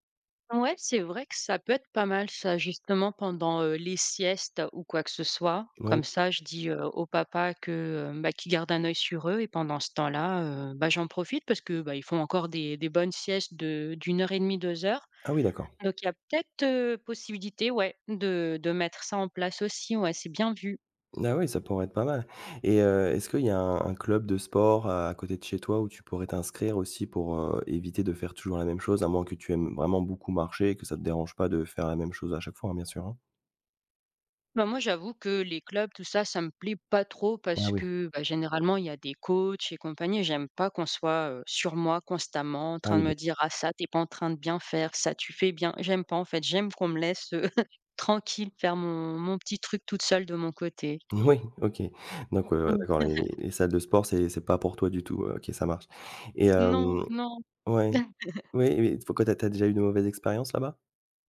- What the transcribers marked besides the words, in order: other background noise; chuckle; tapping; laughing while speaking: "Oui"; chuckle; chuckle
- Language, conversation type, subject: French, advice, Comment puis-je trouver un équilibre entre le sport et la vie de famille ?